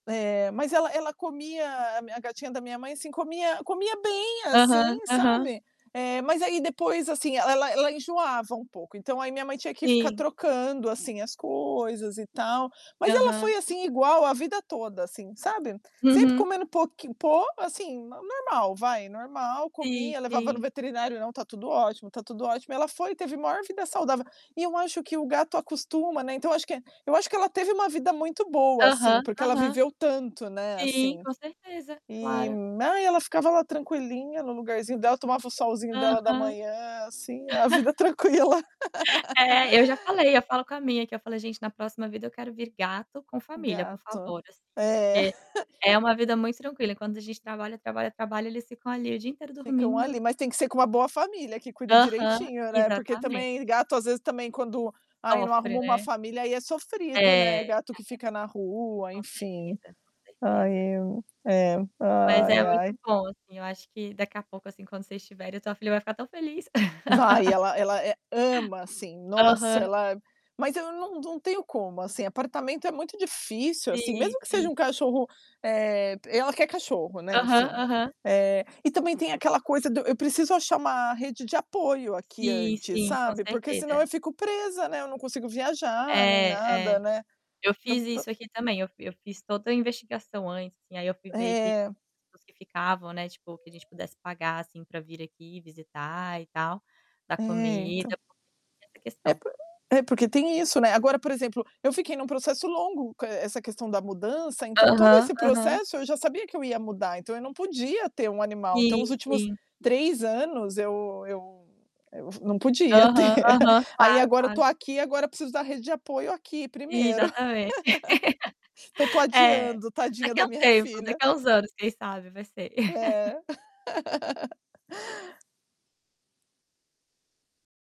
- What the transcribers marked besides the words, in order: chuckle; laughing while speaking: "a vida tranquila"; laugh; chuckle; other background noise; static; unintelligible speech; distorted speech; laugh; laugh; laugh; chuckle; laugh; tapping
- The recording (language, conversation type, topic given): Portuguese, unstructured, A adoção de um animal de estimação é mais gratificante do que a compra de um?